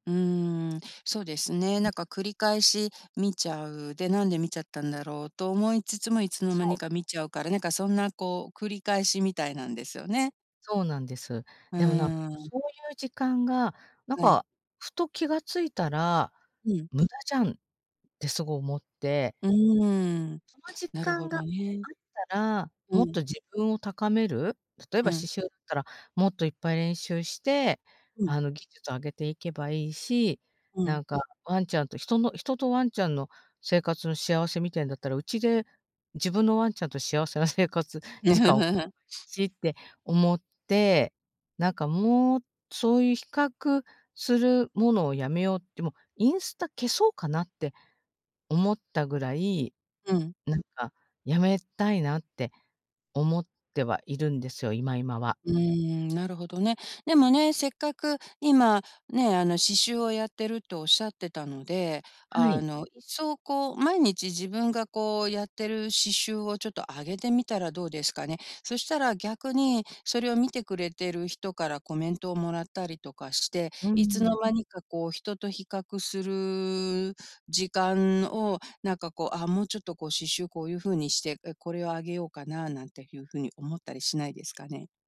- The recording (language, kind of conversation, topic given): Japanese, advice, 他人と比べるのをやめて視野を広げるには、どうすればよいですか？
- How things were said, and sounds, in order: laugh